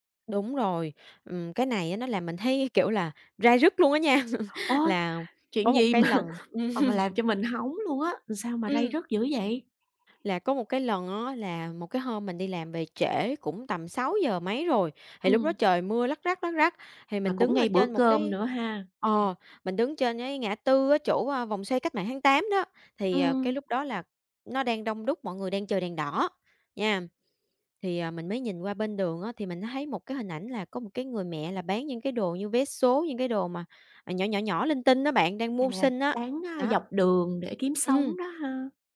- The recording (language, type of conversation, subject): Vietnamese, podcast, Bạn làm thế nào để giảm lãng phí thực phẩm?
- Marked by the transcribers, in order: chuckle; laughing while speaking: "mà"; tapping; laugh; other background noise